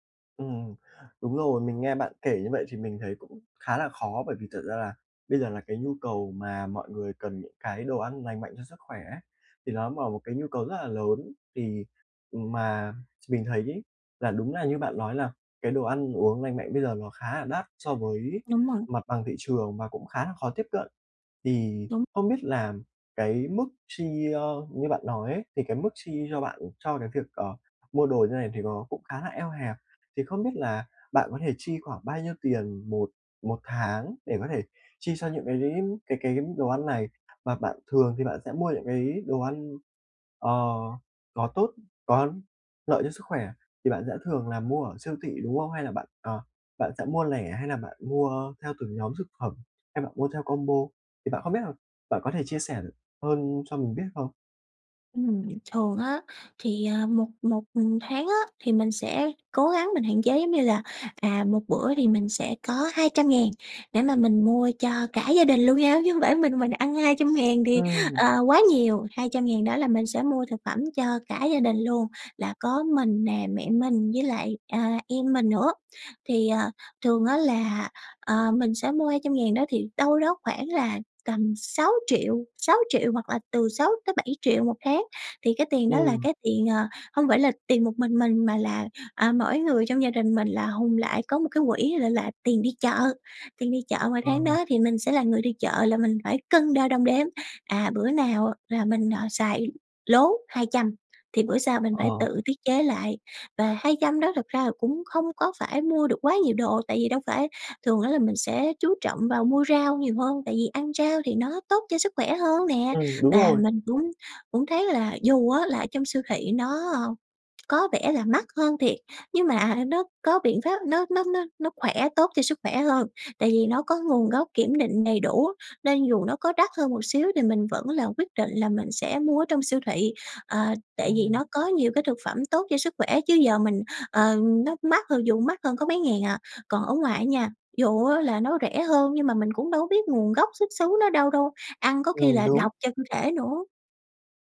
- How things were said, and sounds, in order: tapping
- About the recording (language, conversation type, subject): Vietnamese, advice, Làm thế nào để mua thực phẩm tốt cho sức khỏe khi ngân sách eo hẹp?